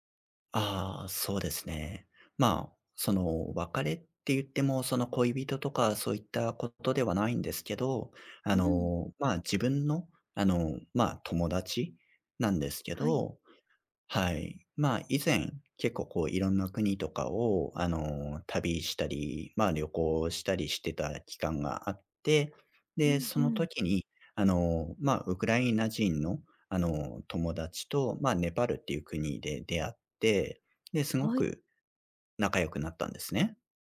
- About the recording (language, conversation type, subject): Japanese, advice, 別れた直後のショックや感情をどう整理すればよいですか？
- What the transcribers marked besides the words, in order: other background noise